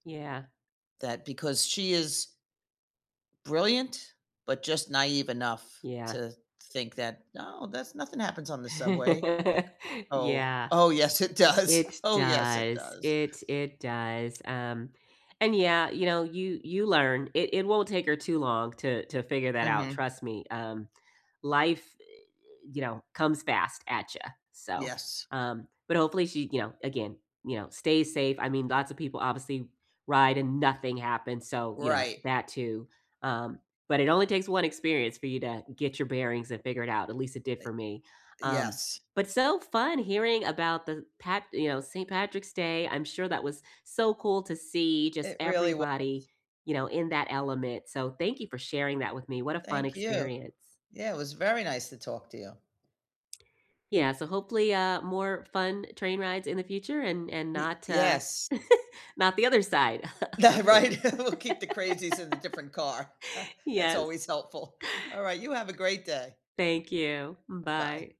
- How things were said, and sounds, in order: laugh; chuckle; laughing while speaking: "Yeah, right"; chuckle; laughing while speaking: "things"; laugh; chuckle
- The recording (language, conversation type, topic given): English, unstructured, Which train journey surprised you in a good way?
- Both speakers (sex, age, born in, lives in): female, 45-49, United States, United States; female, 65-69, United States, United States